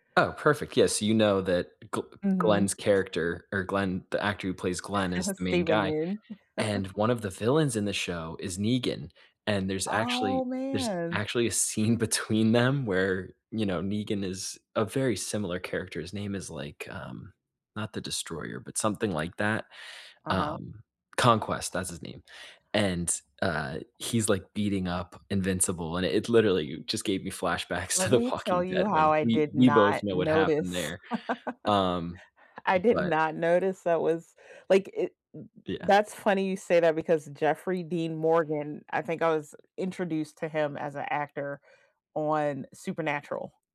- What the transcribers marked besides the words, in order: chuckle; chuckle; other background noise; laughing while speaking: "scene"; laughing while speaking: "flashbacks to the Walking"; chuckle
- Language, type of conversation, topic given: English, unstructured, Which comfort shows do you keep rewatching, and what makes them feel like home to you?
- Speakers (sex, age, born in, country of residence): female, 40-44, United States, United States; male, 25-29, United States, United States